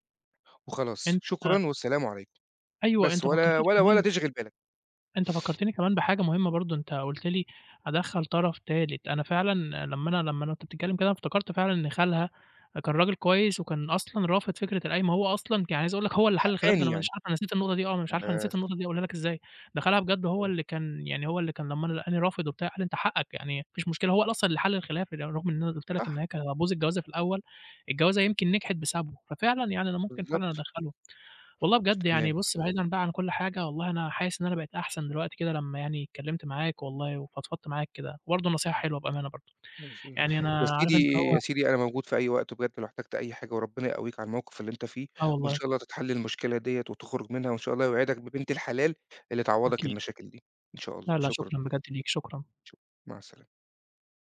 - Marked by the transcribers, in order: unintelligible speech
- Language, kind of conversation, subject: Arabic, advice, إزاي نحل الخلاف على تقسيم الحاجات والهدوم بعد الفراق؟